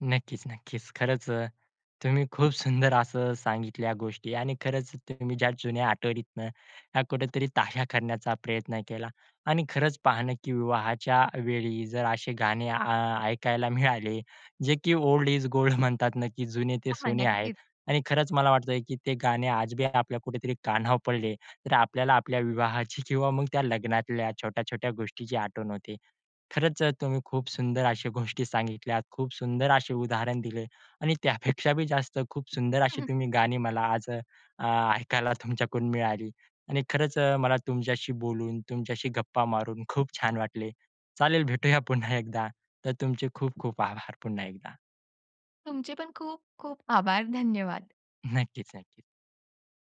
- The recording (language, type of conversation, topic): Marathi, podcast, लग्नाची आठवण करून देणारं गाणं कोणतं?
- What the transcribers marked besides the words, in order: in English: "ओल्ड इस गोल्ड"